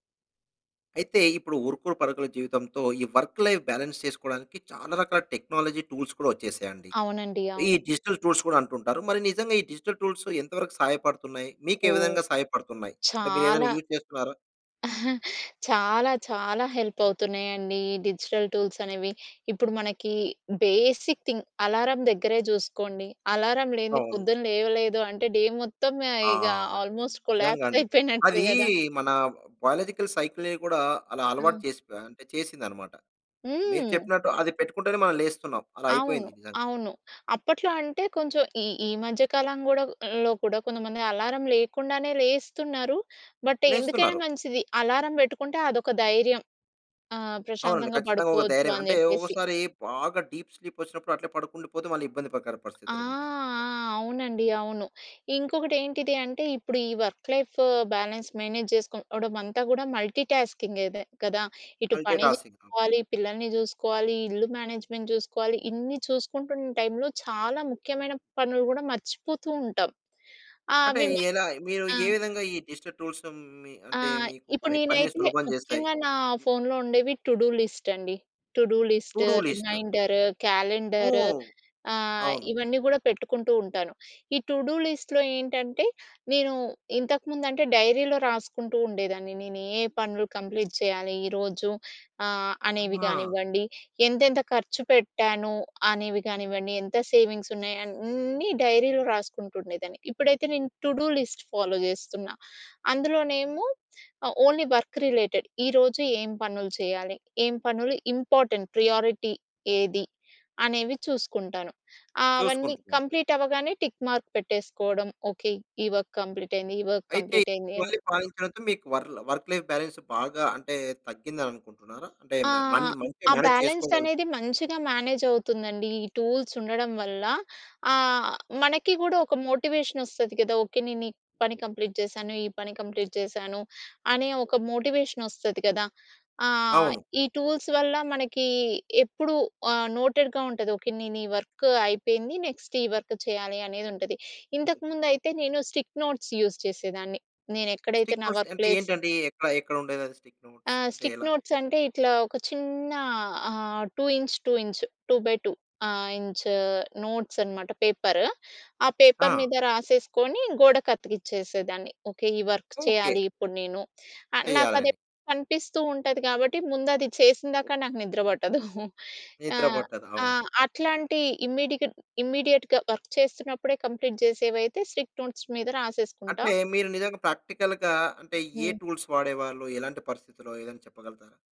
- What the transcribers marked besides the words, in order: in English: "వర్క్ లైఫ్ బ్యాలన్స్"; in English: "టెక్నాలజీ టూల్స్"; in English: "డిజిటల్ టూల్స్"; in English: "డిజిటల్ టూల్స్"; in English: "యూజ్"; giggle; in English: "హెల్ప్"; in English: "డిజిటల్ టూల్స్"; in English: "బేసిక్ థింగ్"; in English: "డే"; in English: "ఆల్మోస్ట్ కొలాప్స్"; giggle; in English: "బయోలాజికల్"; tapping; in English: "బట్"; in English: "డీప్ స్లీప్"; in English: "వర్క్ లైఫ్ బ్యాలెన్స్ మేనేజ్"; in English: "మల్టీ‌టాస్కింగ్"; in English: "మేనేజ్మెంట్"; in English: "డిజిటల్ టూల్స్"; in English: "టు డు లిస్ట్"; in English: "టు డు లిస్ట్, రిమైండర్, క్యాలెండర్"; in English: "టు డు లిస్ట్"; in English: "టు డు లిస్ట్‌లో"; in English: "డైరీలో"; in English: "కంప్లీట్"; in English: "సేవింగ్స్"; in English: "డైరీలో"; in English: "టు డు లిస్ట్ ఫాలో"; in English: "ఓన్లీ వర్క్ రిలేటెడ్"; in English: "ఇంపార్టెంట్, ప్రియారిటీ"; in English: "కంప్లీట్"; in English: "టిక్ మార్క్"; in English: "వర్క్ కంప్లీట్"; in English: "వర్క్ కంప్లీట్"; unintelligible speech; in English: "వర్ల్ వర్క్ లైఫ్ బాలన్స్"; in English: "బ్యాలెన్స్"; in English: "మేనేజ్"; in English: "మేనేజ్"; in English: "టూల్స్"; in English: "మోటివేషన్"; in English: "కంప్లీట్"; in English: "కంప్లీట్"; in English: "మోటివేషన్"; in English: "టూల్స్"; in English: "నోటెడ్‌గా"; in English: "వర్క్"; in English: "నెక్స్ట్"; in English: "వర్క్"; in English: "స్టిక్ నోట్స్ యూజ్"; in English: "స్టిక్ నోట్స్"; in English: "వర్క్ ప్లేస్"; in English: "స్టిక్ నోట్స్"; in English: "స్టిక్ నోట్స్"; in English: "టూ ఇంచ్, టూ ఇంచ్. టూ బై టూ"; in English: "ఇంచ్ నోట్స్"; in English: "పేపర్"; in English: "పేపర్"; in English: "వర్క్"; giggle; in English: "ఇమ్మీడికడ్ ఇమ్మీడియేట్‌గా వర్క్"; in English: "కంప్లీట్"; in English: "స్ట్రిక్ట్ నోట్స్"; in English: "ప్రాక్టికల్‌గా"; in English: "టూల్స్"
- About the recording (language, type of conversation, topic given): Telugu, podcast, వర్క్-లైఫ్ బ్యాలెన్స్ కోసం డిజిటల్ టూల్స్ ఎలా సహాయ పడతాయి?